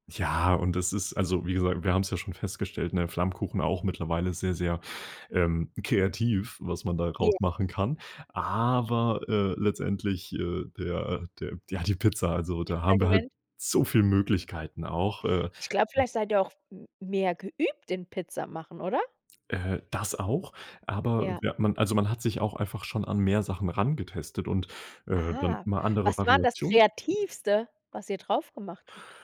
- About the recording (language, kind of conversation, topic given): German, podcast, Was kocht ihr bei euch, wenn alle zusammenkommen?
- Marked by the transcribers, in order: drawn out: "aber"; unintelligible speech; stressed: "so viel"; other noise; other background noise